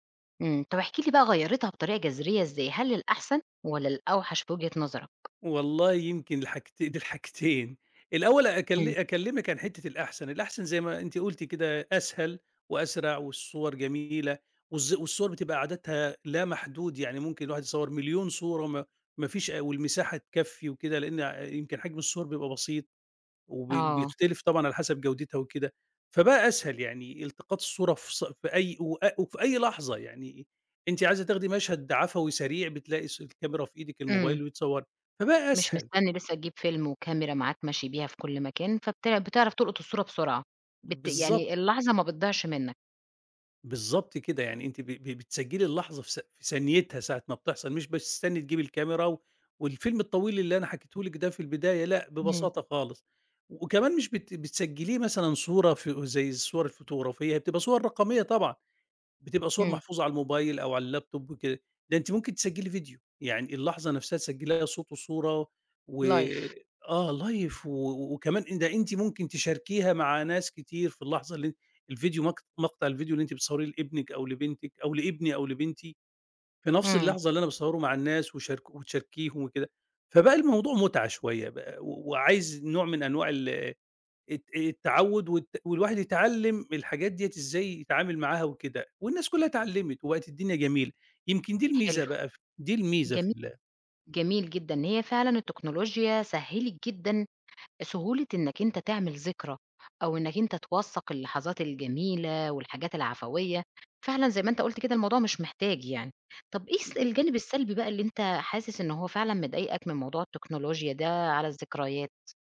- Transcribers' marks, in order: in English: "اللاب توب"; in English: "لايف"; in English: "لايف"
- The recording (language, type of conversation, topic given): Arabic, podcast, إزاي شايف تأثير التكنولوجيا على ذكرياتنا وعلاقاتنا العائلية؟